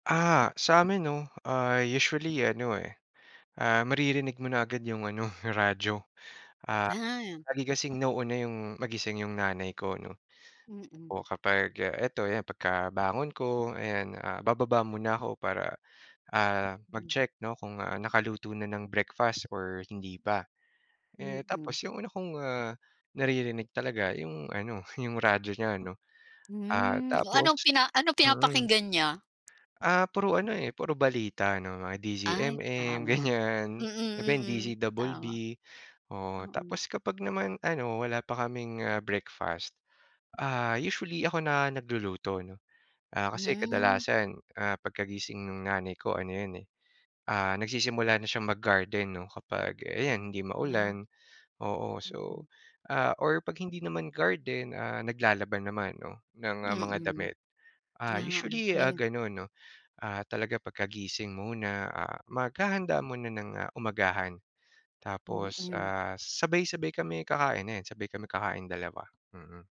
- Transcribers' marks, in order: tapping; laughing while speaking: "ganyan"
- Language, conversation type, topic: Filipino, podcast, Paano nagsisimula ang umaga sa bahay ninyo?